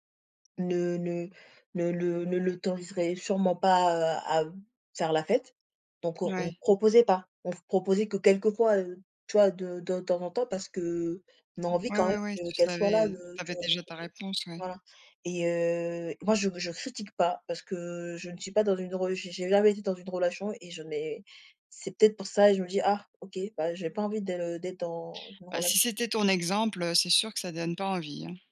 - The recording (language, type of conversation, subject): French, unstructured, Quelle place l’amitié occupe-t-elle dans une relation amoureuse ?
- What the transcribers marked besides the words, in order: none